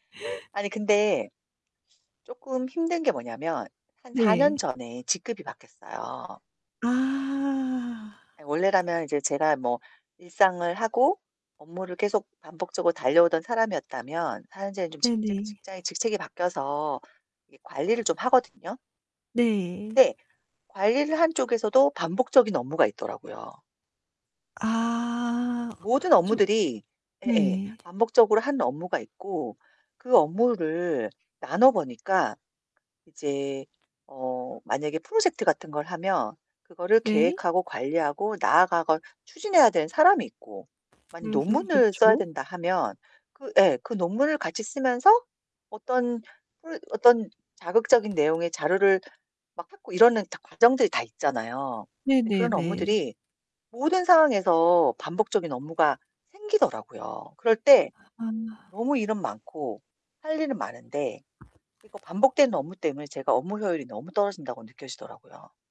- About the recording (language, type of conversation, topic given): Korean, advice, 반복적인 업무를 어떻게 효율적으로 위임할 수 있을까요?
- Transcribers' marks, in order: static; other background noise; tapping